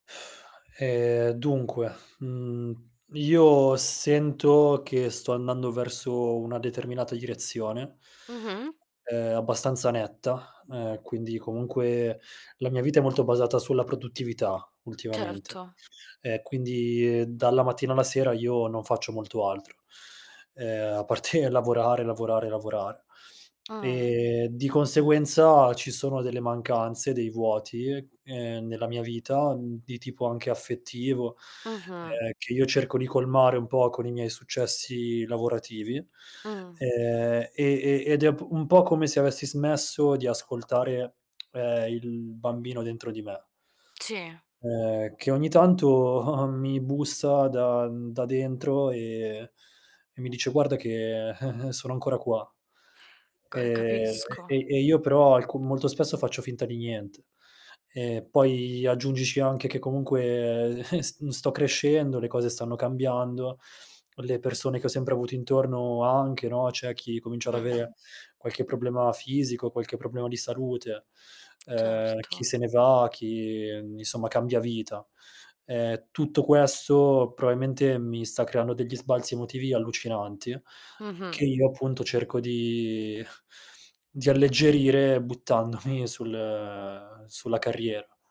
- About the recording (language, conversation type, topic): Italian, advice, Perché provo un senso di vuoto nonostante il successo lavorativo?
- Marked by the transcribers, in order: other background noise; distorted speech; drawn out: "quindi"; laughing while speaking: "parte"; tapping; static; chuckle; chuckle; drawn out: "comunque"; chuckle; drawn out: "chi"; "probabilmente" said as "proalmente"; drawn out: "di"; laughing while speaking: "buttandomi"; drawn out: "sul"